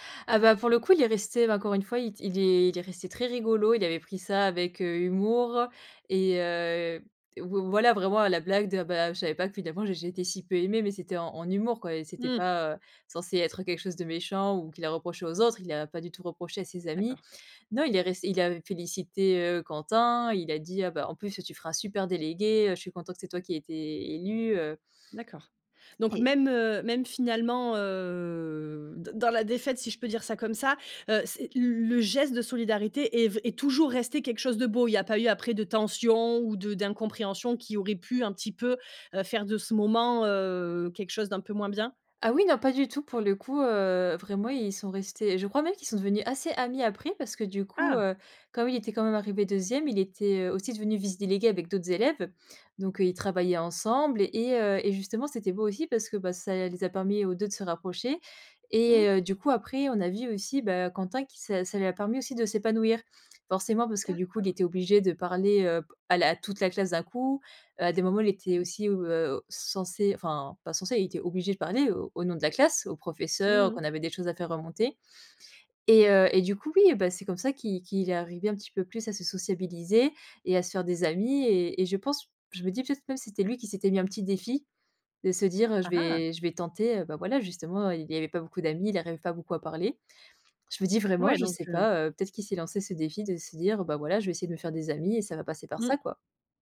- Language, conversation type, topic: French, podcast, As-tu déjà vécu un moment de solidarité qui t’a profondément ému ?
- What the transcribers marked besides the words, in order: other background noise; drawn out: "heu"